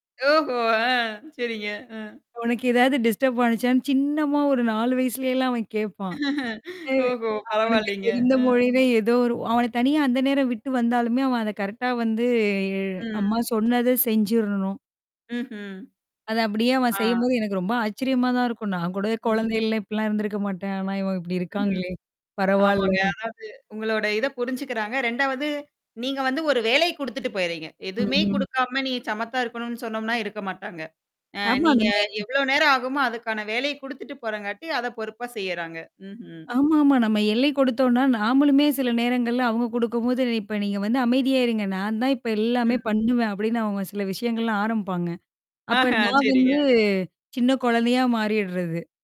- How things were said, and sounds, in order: laughing while speaking: "ஓஹோ! ஆ சரிங்க. ஆ"; in English: "டிஸ்டர்ப்"; other background noise; laughing while speaking: "ஓஹோ! பரவால்லைங்க. அ"; distorted speech; in English: "கரெக்ட்"; drawn out: "வந்து"; static; mechanical hum
- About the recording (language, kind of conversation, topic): Tamil, podcast, சிறார்களுக்கு தனிமை மற்றும் தனிப்பட்ட எல்லைகளை எப்படி கற்பிக்கலாம்?